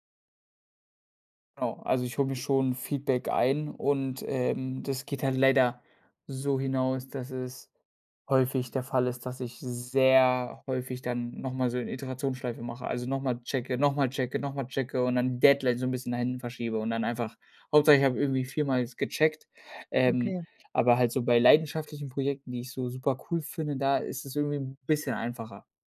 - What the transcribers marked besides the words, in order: none
- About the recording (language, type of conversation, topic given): German, advice, Wie kann ich mit Prüfungs- oder Leistungsangst vor einem wichtigen Termin umgehen?